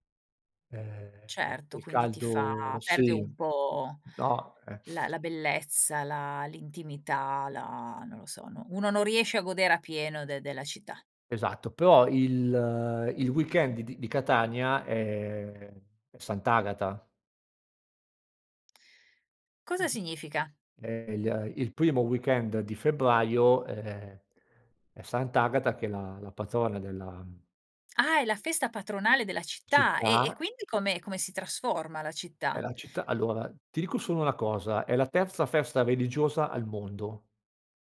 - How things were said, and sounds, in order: sniff; unintelligible speech
- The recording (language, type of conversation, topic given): Italian, podcast, Quale città italiana ti sembra la più ispiratrice per lo stile?